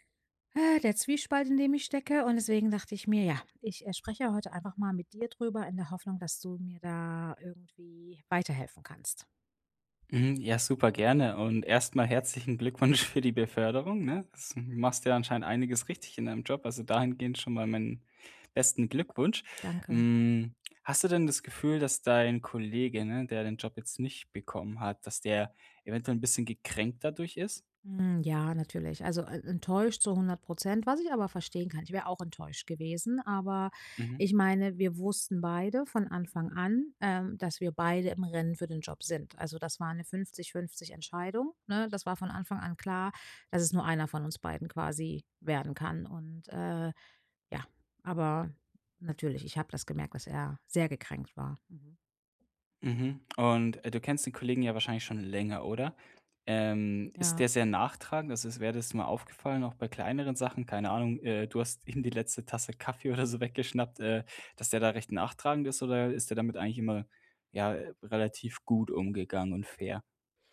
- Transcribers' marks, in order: put-on voice: "äh, der Zwiespalt, in dem … ich mir ja"; chuckle; stressed: "sehr"; laughing while speaking: "ihm"; laughing while speaking: "oder"
- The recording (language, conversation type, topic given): German, advice, Woran erkenne ich, ob Kritik konstruktiv oder destruktiv ist?